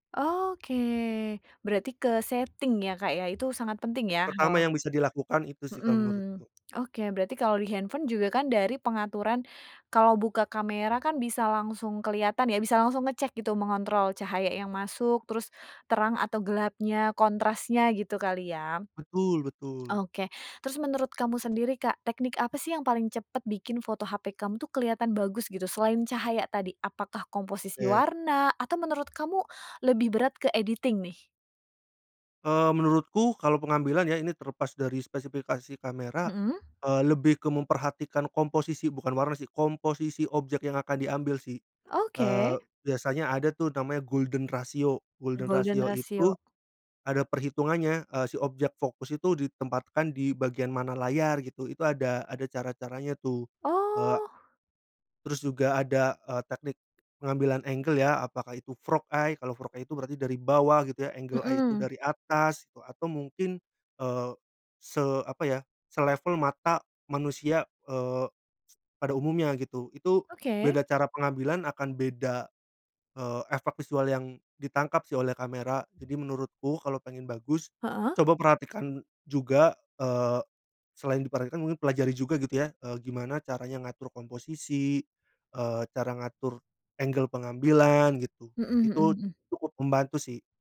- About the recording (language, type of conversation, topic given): Indonesian, podcast, Bagaimana Anda mulai belajar fotografi dengan ponsel pintar?
- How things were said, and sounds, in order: in English: "setting"; in English: "editing"; tapping; in English: "golden ratio golden ratio"; in English: "Golden ratio"; in English: "angle"; in English: "frog eye?"; in English: "frog eye"; in English: "angle eye"; in English: "angle"